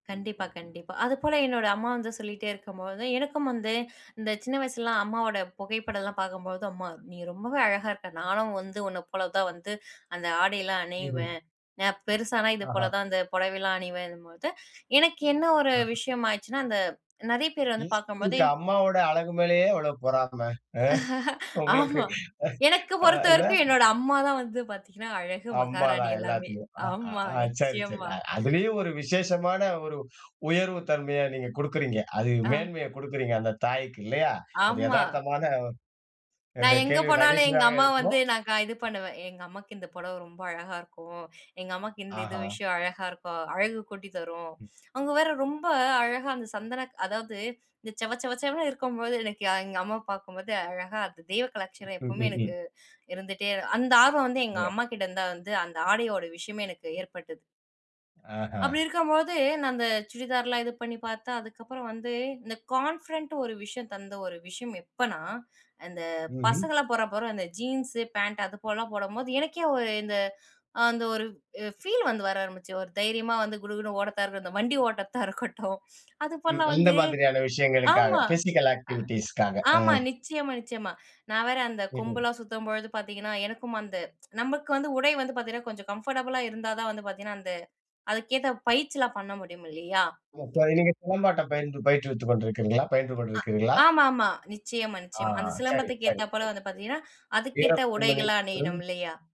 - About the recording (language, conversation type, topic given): Tamil, podcast, ஒரு ஆடை உங்கள் தன்னம்பிக்கையை எப்படி உயர்த்தும்?
- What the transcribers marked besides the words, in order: laughing while speaking: "ஆமா"; laughing while speaking: "ம். உங்களுக்கு. அ இல்ல?"; other noise; laughing while speaking: "அழகு, மகாராணி எல்லாமே. ஆமா, நிச்சயமா"; unintelligible speech; in English: "கான்ஃபிடென்ட்டு"; laughing while speaking: "வண்டி ஓட்டத்தா இருக்கட்டும்"; in English: "பிசிக்கல் ஆக்டிவிட்டீஸ்க்காக"; tsk; in English: "கம்ஃபர்டபிளா"